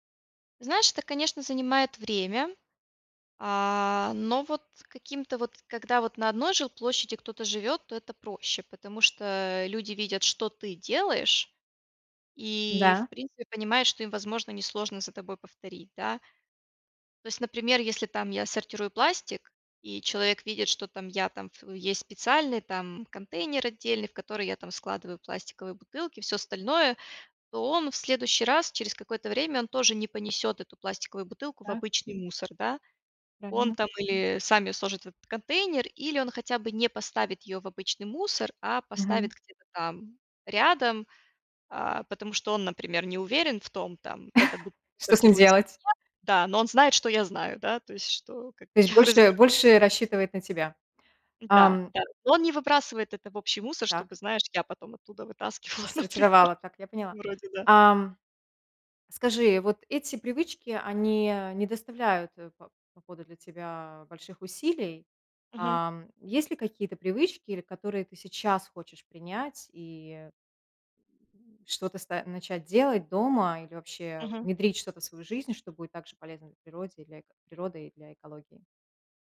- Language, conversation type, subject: Russian, podcast, Какие простые привычки помогают не вредить природе?
- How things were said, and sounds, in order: chuckle; other background noise; chuckle; tapping; laughing while speaking: "например"